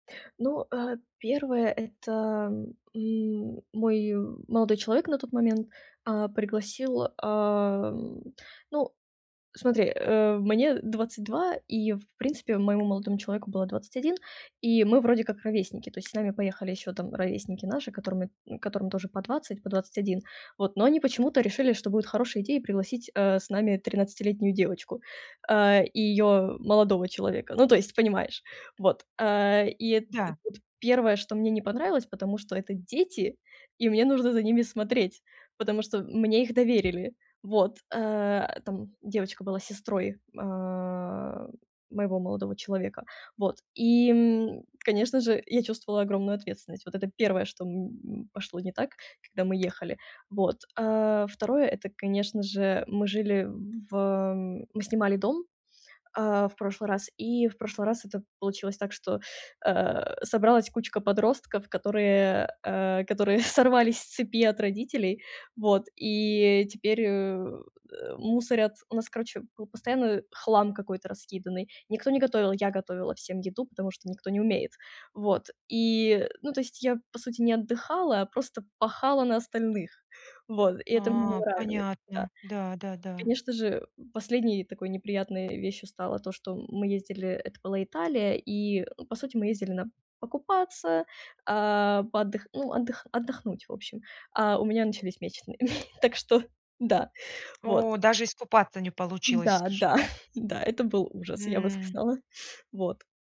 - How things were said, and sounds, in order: other background noise; tapping; laughing while speaking: "сорвались"; chuckle; chuckle
- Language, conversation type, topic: Russian, advice, Как справляться с неожиданными проблемами во время поездки, чтобы отдых не был испорчен?